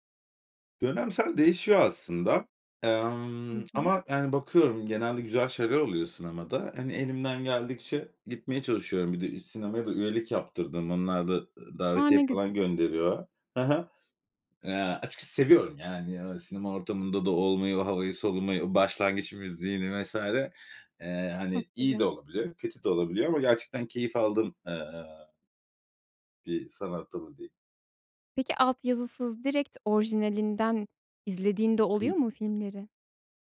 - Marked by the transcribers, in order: other background noise
- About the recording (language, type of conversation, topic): Turkish, podcast, Dublaj mı yoksa altyazı mı tercih ediyorsun, neden?